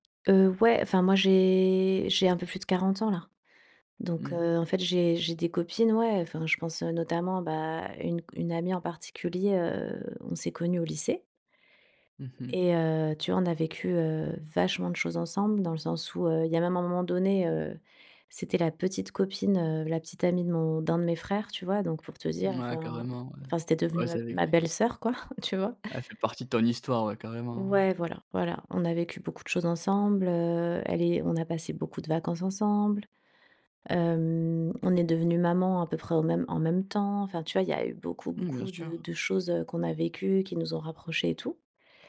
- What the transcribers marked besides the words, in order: drawn out: "j'ai"; stressed: "vachement"; laughing while speaking: "quoi"
- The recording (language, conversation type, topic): French, advice, Comment faire face au fait qu’une amitié se distende après un déménagement ?